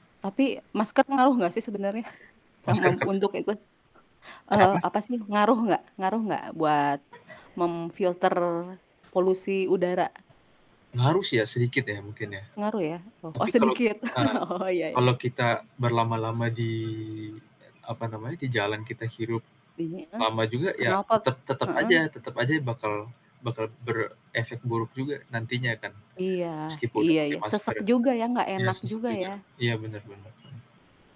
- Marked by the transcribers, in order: distorted speech; static; chuckle; other background noise; tapping; laughing while speaking: "oh sedikit. Oh"
- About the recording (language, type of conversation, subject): Indonesian, unstructured, Apa yang membuat Anda lebih memilih bersepeda daripada berjalan kaki?